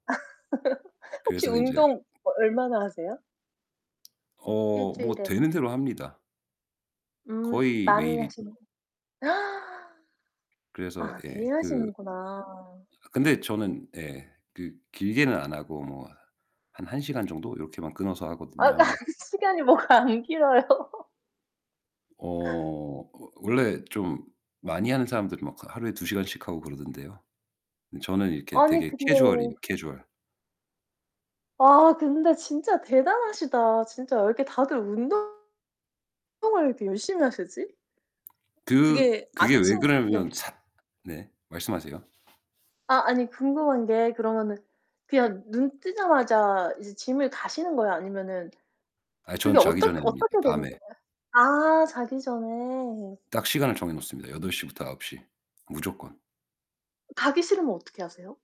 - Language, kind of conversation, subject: Korean, unstructured, 음악 감상과 운동 중 스트레스 해소에 더 효과적인 것은 무엇인가요?
- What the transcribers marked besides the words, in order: laugh; other background noise; tapping; distorted speech; gasp; laughing while speaking: "아 그 시간이 뭐가 안 길어요"; static; in English: "gym을"